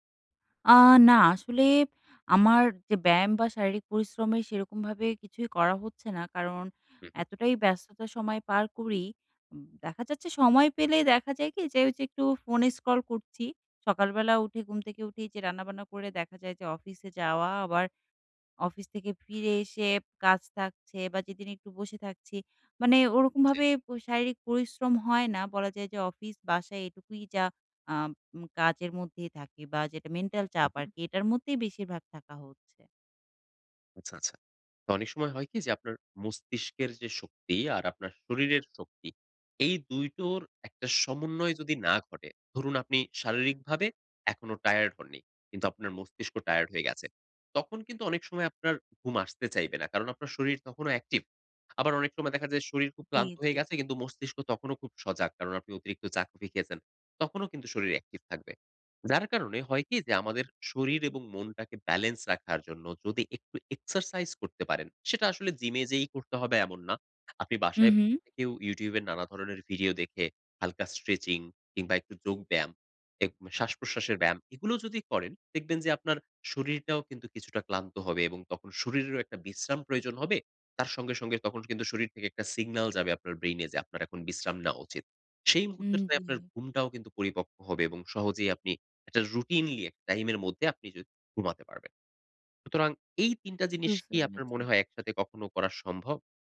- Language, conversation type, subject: Bengali, advice, আমি কীভাবে একটি স্থির রাতের রুটিন গড়ে তুলে নিয়মিত ঘুমাতে পারি?
- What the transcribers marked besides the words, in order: in English: "stretching"